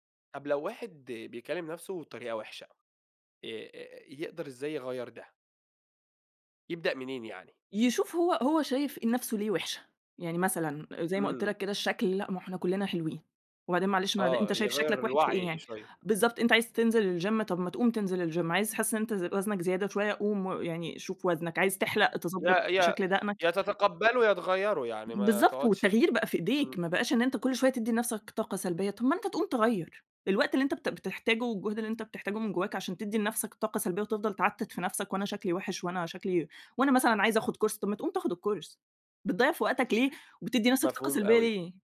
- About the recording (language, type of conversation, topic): Arabic, podcast, إزاي تقدر تغيّر طريقة كلامك مع نفسك؟
- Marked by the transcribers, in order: in English: "ال Gym"; in English: "ال Gym"; in English: "Course"; in English: "ال Course"; tapping